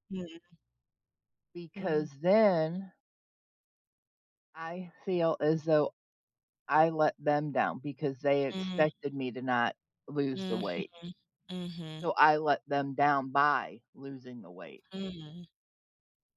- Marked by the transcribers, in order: none
- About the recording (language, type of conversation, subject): English, unstructured, What helps you keep working toward your goals when motivation fades?
- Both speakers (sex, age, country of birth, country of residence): female, 30-34, United States, United States; female, 50-54, United States, United States